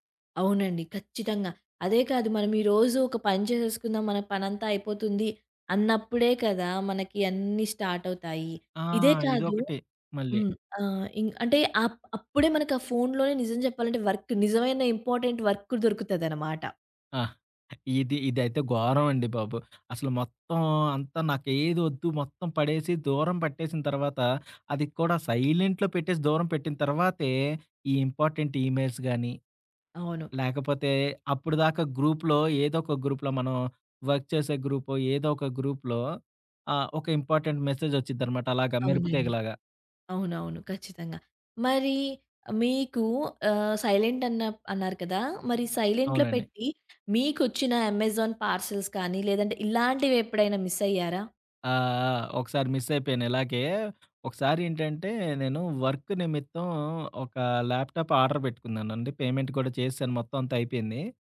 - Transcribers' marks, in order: in English: "స్టార్ట్"; other background noise; in English: "వర్క్"; in English: "ఇంపార్టెంట్ వర్క్"; in English: "సైలెంట్‌లో"; in English: "ఇంపార్టెంట్ ఈ మెయిల్స్"; in English: "గ్రూప్‌లో"; in English: "గ్రూప్‌లో"; in English: "వర్క్"; in English: "గ్రూప్‌లో"; in English: "ఇంపార్టెంట్ మెసేజ్"; in English: "సైలెంట్"; in English: "సైలెంట్‌లో"; in English: "అమెజాన్ పార్సల్స్"; in English: "మిస్"; in English: "వర్క్"; in English: "ల్యాప్‌టాప్ ఆర్డర్"; in English: "పేమెంట్"
- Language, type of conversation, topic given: Telugu, podcast, స్మార్ట్‌ఫోన్ లేదా సామాజిక మాధ్యమాల నుంచి కొంత విరామం తీసుకోవడం గురించి మీరు ఎలా భావిస్తారు?